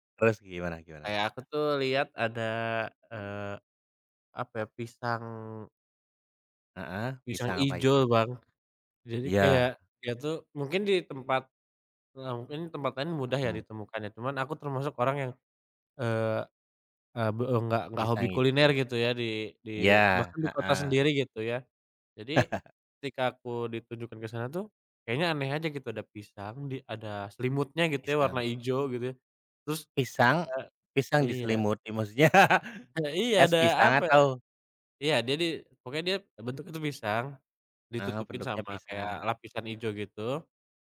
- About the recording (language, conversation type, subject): Indonesian, unstructured, Apa makanan paling aneh yang pernah kamu coba saat bepergian?
- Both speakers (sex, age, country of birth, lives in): male, 25-29, Indonesia, Indonesia; male, 30-34, Indonesia, Indonesia
- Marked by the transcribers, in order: chuckle; laughing while speaking: "maksudnya"